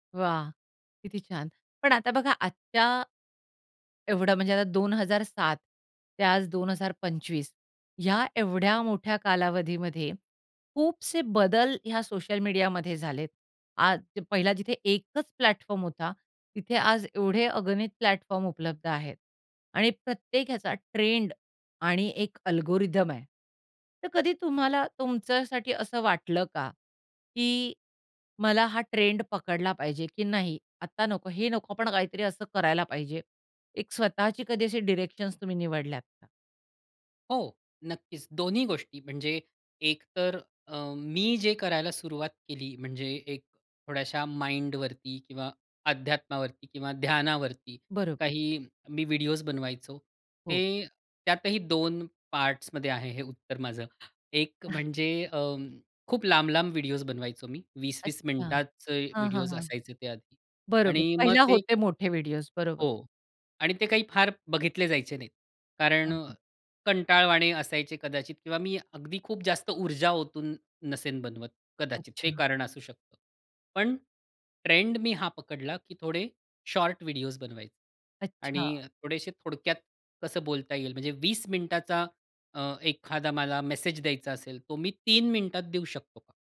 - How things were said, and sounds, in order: in English: "अल्गोरिदम"; in English: "डीरेक्शन्स"; in English: "माइंडवरती"; tapping; other background noise
- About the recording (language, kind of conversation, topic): Marathi, podcast, सोशल मीडियामुळे तुमचा सर्जनशील प्रवास कसा बदलला?